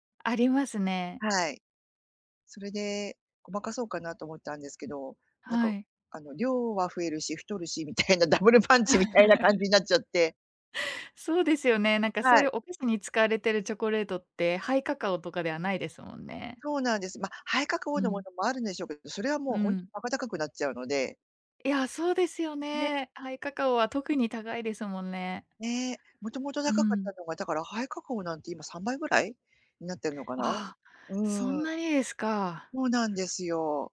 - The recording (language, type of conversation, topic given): Japanese, advice, 日々の無駄遣いを減らしたいのに誘惑に負けてしまうのは、どうすれば防げますか？
- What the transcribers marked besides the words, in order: laughing while speaking: "みたいな、ダブルパンチみたいな感じになっちゃって"; chuckle; "そう" said as "ほう"